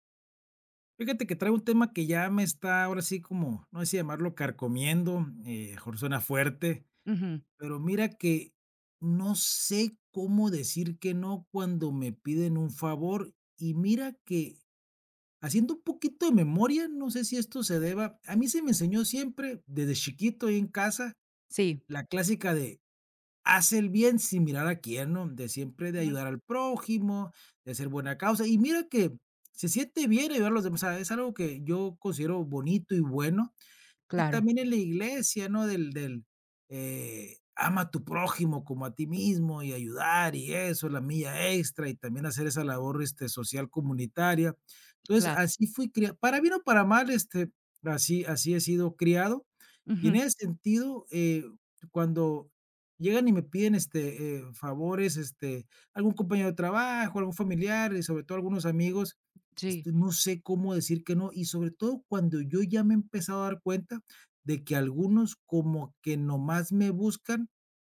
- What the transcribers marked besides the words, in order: other background noise
- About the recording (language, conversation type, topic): Spanish, advice, ¿Cómo puedo decir que no a un favor sin sentirme mal?